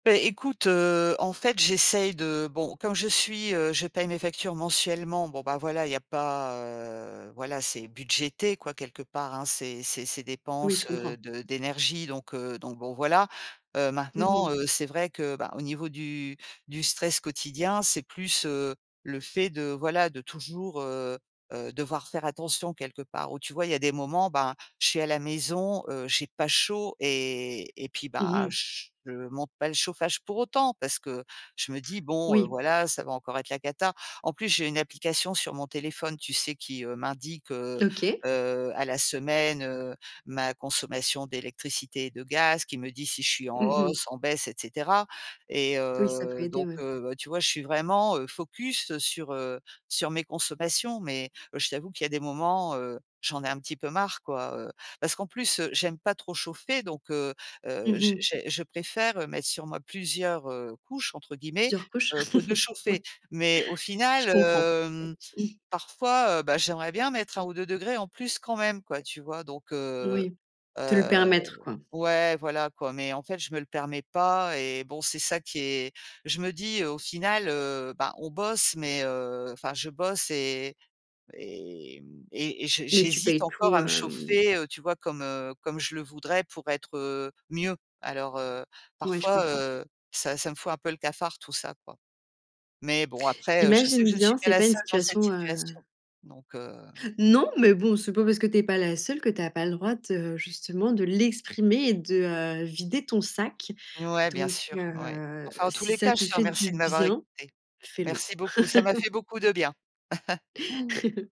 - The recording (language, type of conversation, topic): French, advice, Comment le stress lié aux incertitudes financières affecte-t-il votre quotidien ?
- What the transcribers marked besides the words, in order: drawn out: "heu"; tapping; chuckle; laughing while speaking: "oui"; sneeze; stressed: "mieux"; stressed: "l'exprimer"; chuckle